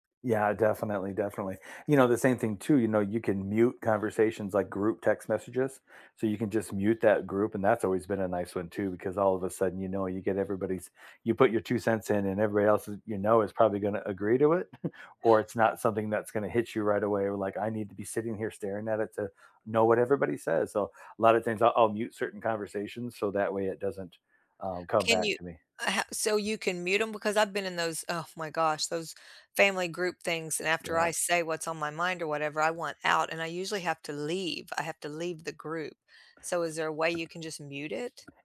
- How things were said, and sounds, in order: chuckle; tapping
- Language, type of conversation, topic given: English, unstructured, What phone settings or small tweaks have made the biggest difference for you?
- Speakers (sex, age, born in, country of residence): female, 60-64, United States, United States; male, 50-54, United States, United States